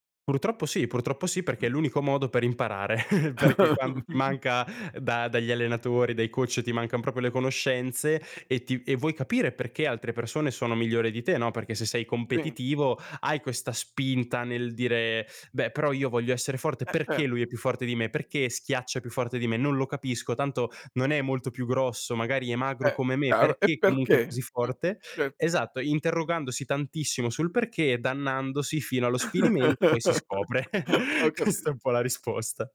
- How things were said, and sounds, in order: laugh; chuckle; "proprio" said as "propo"; unintelligible speech; laugh; chuckle; laughing while speaking: "Questa"
- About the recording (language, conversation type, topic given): Italian, podcast, Raccontami di una volta in cui hai dovuto disimparare qualcosa?